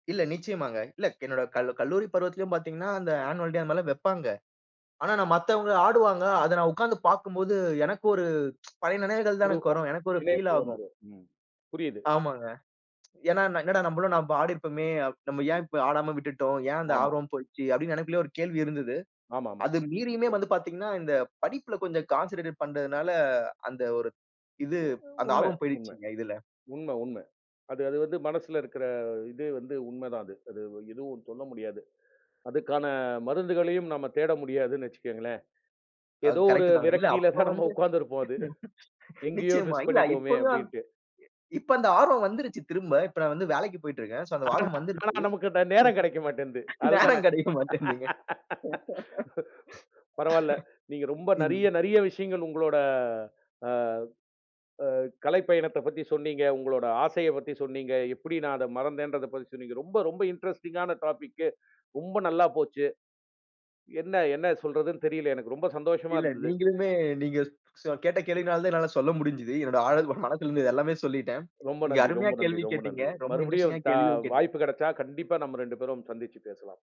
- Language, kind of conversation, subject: Tamil, podcast, உன் கலைப் பயணத்தில் ஒரு திருப்புத்தான் இருந்ததா? அது என்ன?
- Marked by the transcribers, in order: tsk; in English: "ஃபீல்"; other background noise; in English: "கான்சென்ட்ரேட்டட்"; laughing while speaking: "ஒரு விரக்தியில தான் நம்ம உக்காந்திருப்போம் அது"; laugh; laughing while speaking: "ஆனா, ஆனா, நமக்கு அந்த நேரம் கிடைக்க மாட்டேன்து, அதுதானே!"; in English: "சோ"; laughing while speaking: "நேரம் கிடைக்க மாட்டேன்துங்க"; cough; in English: "இன்ட்ரஸ்டிங்கான டாபிக்கு"; laughing while speaking: "மனதுல இருந்தது"; other noise; in English: "இன்ட்ரஸ்டிங்கா"